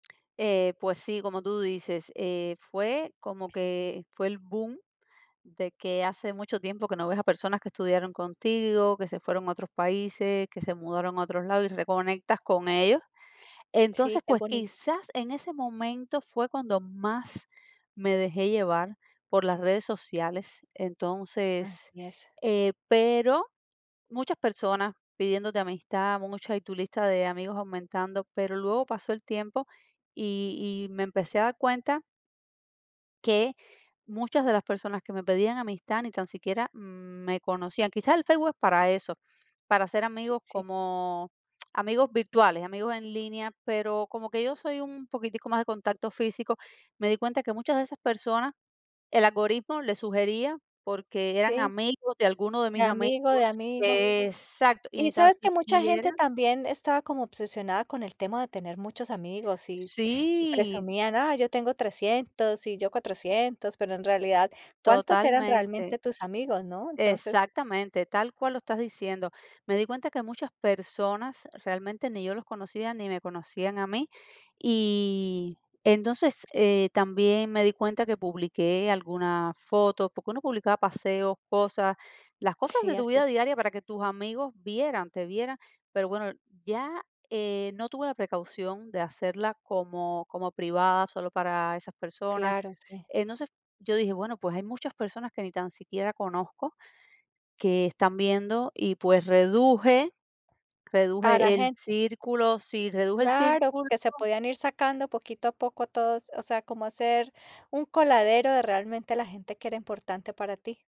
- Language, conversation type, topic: Spanish, podcast, ¿Te dejas llevar por las redes sociales?
- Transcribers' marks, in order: other background noise; tapping; other noise; tongue click